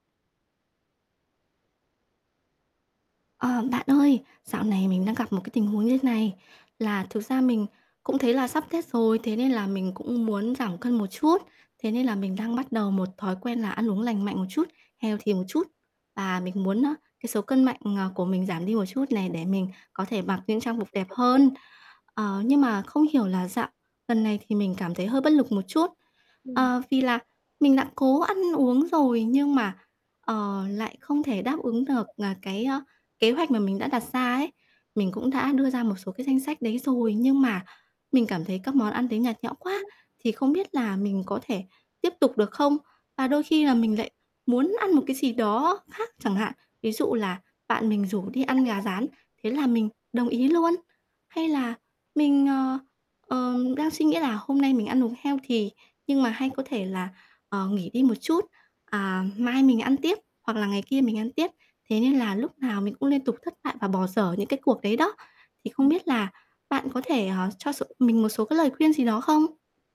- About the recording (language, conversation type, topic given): Vietnamese, advice, Vì sao bạn liên tục thất bại khi cố gắng duy trì thói quen ăn uống lành mạnh?
- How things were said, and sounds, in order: tapping; in English: "healthy"; background speech; other background noise; in English: "healthy"